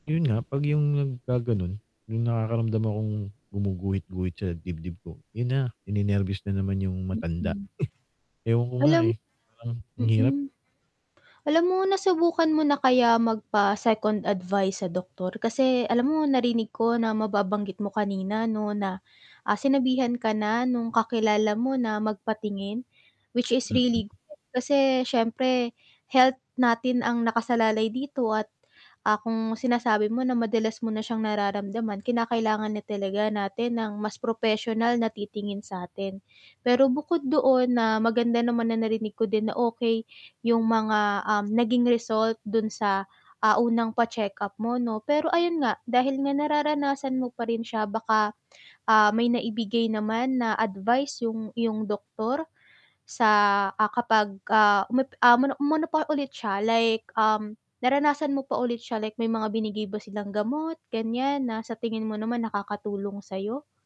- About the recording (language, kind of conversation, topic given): Filipino, advice, Paano ko haharapin ang biglaang panic o matinding pagkabalisa na mahirap kontrolin?
- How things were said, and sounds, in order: static; distorted speech; mechanical hum; in English: "which is really good"; other background noise